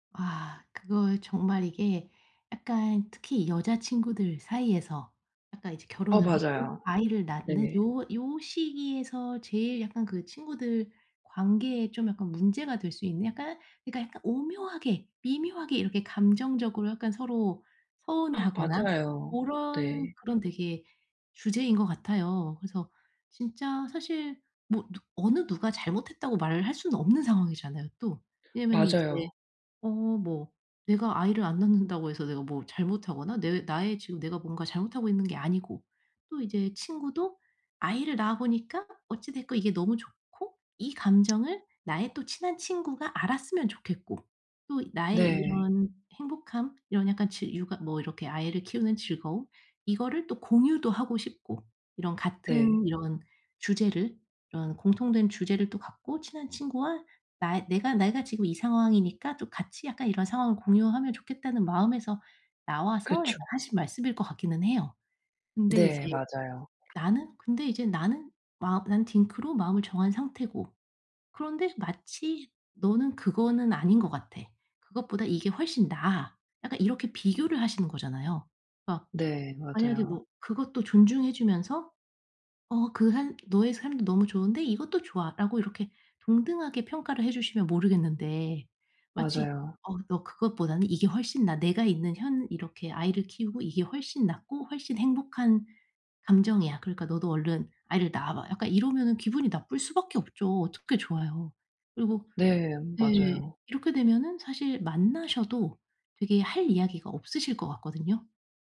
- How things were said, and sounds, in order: gasp; other background noise; tapping
- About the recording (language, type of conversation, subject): Korean, advice, 어떻게 하면 타인의 무례한 지적을 개인적으로 받아들이지 않을 수 있을까요?